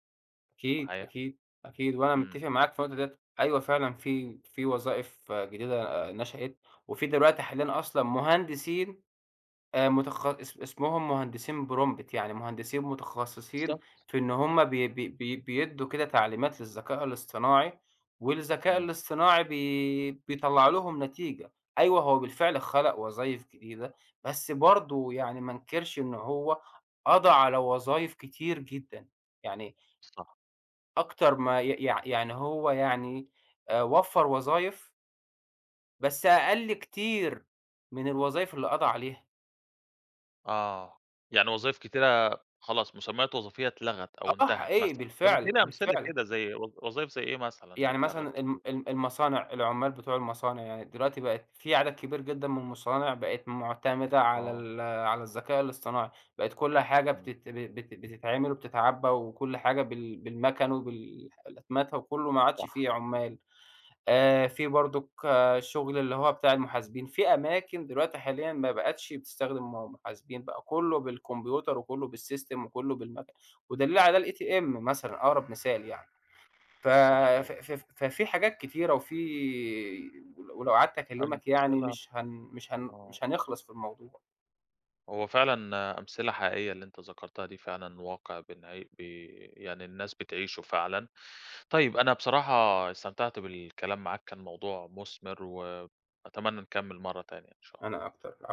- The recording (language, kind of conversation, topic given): Arabic, podcast, تفتكر الذكاء الاصطناعي هيفيدنا ولا هيعمل مشاكل؟
- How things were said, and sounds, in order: in English: "prompt"; in English: "بالسيستم"; in English: "الATM"; other background noise